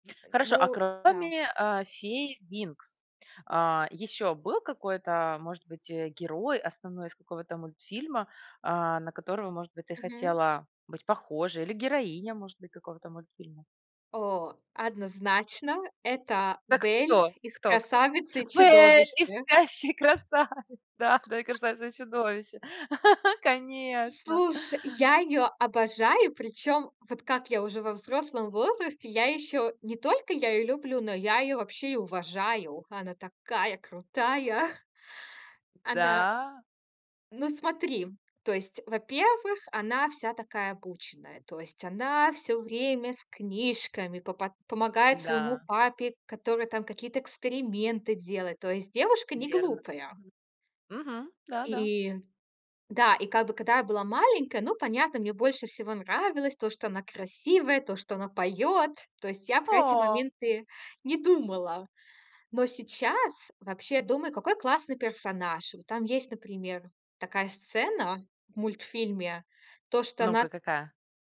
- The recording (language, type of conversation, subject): Russian, podcast, Какие мультфильмы или передачи из детства были у вас любимыми и почему вы их любили?
- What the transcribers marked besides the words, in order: joyful: "Бель!"; laughing while speaking: "красави"; laugh; tapping; other background noise; laugh; chuckle